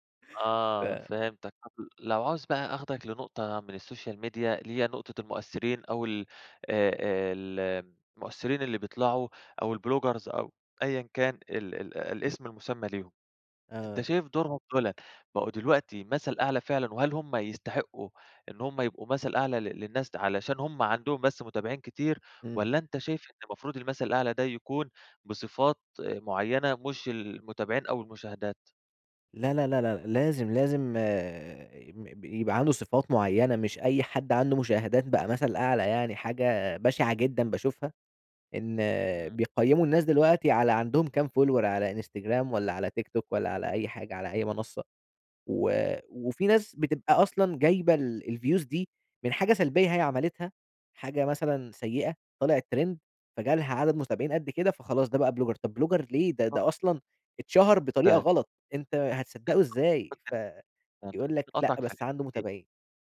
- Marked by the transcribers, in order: in English: "السوشيال ميديا"; in English: "الbloggers"; in English: "follower"; in English: "الviews"; in English: "تريند"; tapping; in English: "بلوجر"; in English: "بلوجر"; unintelligible speech; unintelligible speech
- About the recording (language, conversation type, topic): Arabic, podcast, ازاي السوشيال ميديا بتأثر على أذواقنا؟